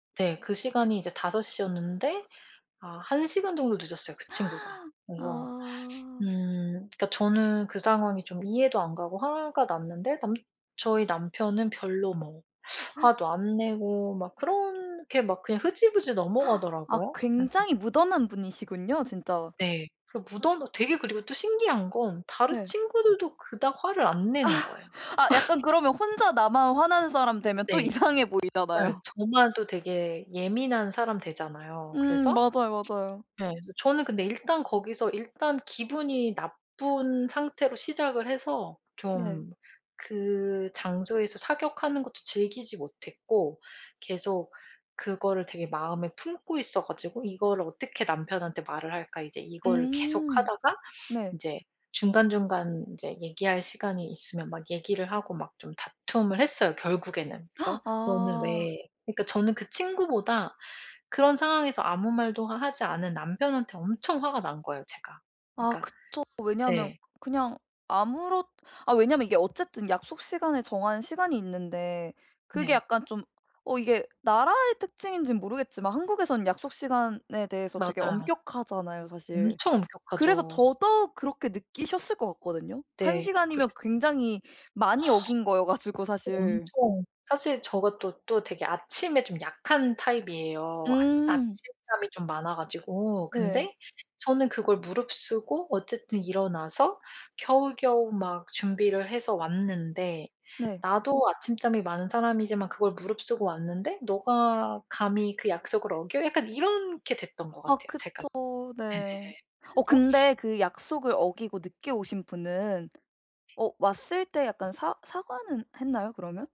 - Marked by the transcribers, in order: tapping; gasp; gasp; "그렇게" said as "그런케"; gasp; other background noise; laugh; laughing while speaking: "이상해 보이잖아요"; gasp; laughing while speaking: "거여 가지고"; "이렇게" said as "이런케"
- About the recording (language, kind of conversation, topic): Korean, podcast, 사과했는데도 오해가 풀리지 않았던 경험이 있으신가요?